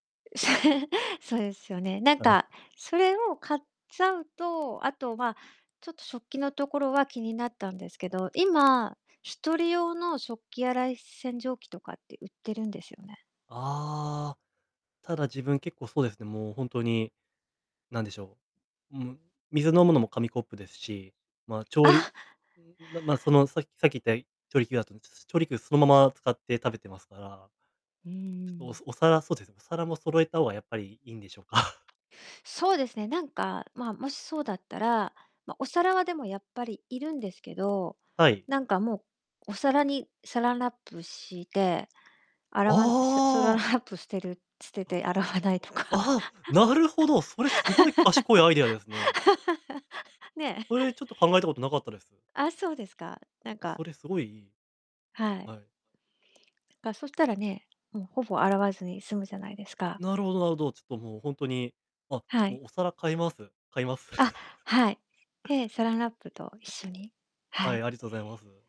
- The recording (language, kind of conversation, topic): Japanese, advice, 食費を抑えつつ、健康的に食べるにはどうすればよいですか？
- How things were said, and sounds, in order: laugh; distorted speech; laugh; anticipating: "ああ"; laughing while speaking: "洗わないとか"; laugh; laughing while speaking: "買います"; laugh